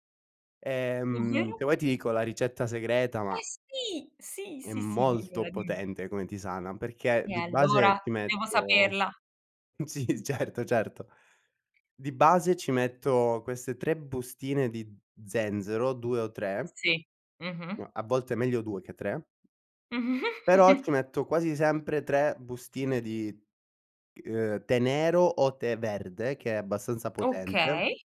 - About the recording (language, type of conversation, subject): Italian, podcast, Come superi il blocco creativo quando ti colpisce?
- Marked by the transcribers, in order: laughing while speaking: "sì, certo, certo"; other background noise; giggle